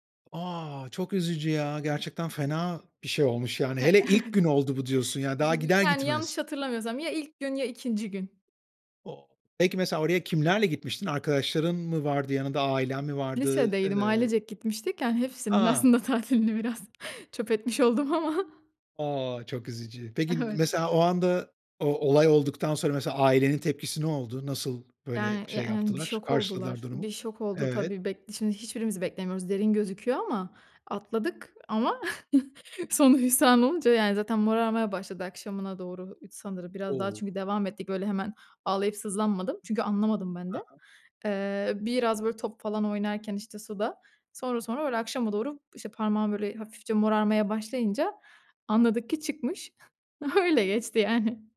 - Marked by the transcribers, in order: other background noise; surprised: "A! Çok üzücü ya. Gerçekten fena"; chuckle; laughing while speaking: "aslında tatilini biraz çöp etmiş oldum ama"; laughing while speaking: "Evet"; chuckle; laughing while speaking: "sonu hüsran olunca"; laughing while speaking: "Öyle geçti yani"
- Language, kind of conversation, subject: Turkish, podcast, Tatilde ters giden ama unutamadığın bir anın var mı?